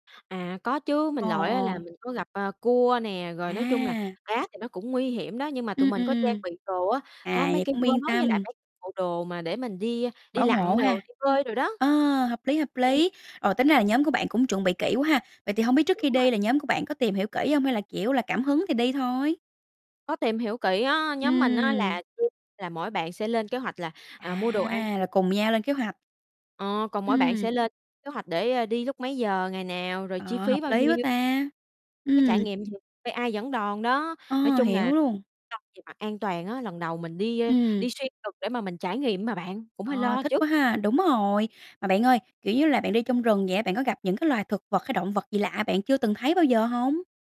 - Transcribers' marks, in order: other background noise; tapping; distorted speech; unintelligible speech
- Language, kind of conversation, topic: Vietnamese, podcast, Bạn có thể kể cho mình nghe về một trải nghiệm đáng nhớ của bạn với thiên nhiên không?